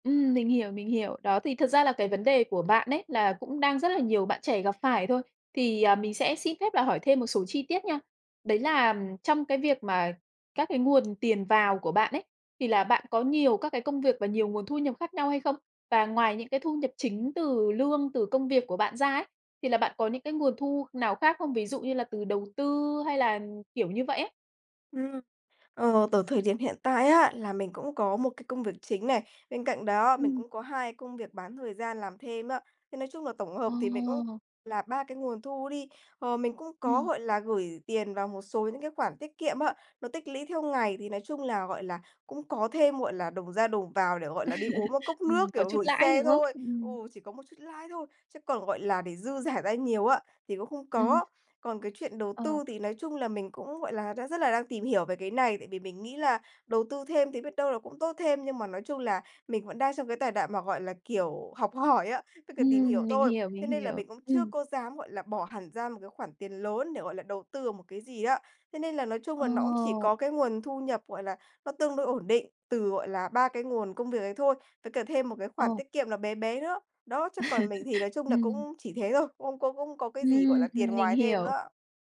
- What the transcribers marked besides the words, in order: tapping; "tới" said as "tởi"; chuckle; laughing while speaking: "dả"; other background noise; chuckle
- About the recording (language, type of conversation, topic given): Vietnamese, advice, Vì sao bạn khó kiên trì theo dõi kế hoạch tài chính cá nhân của mình?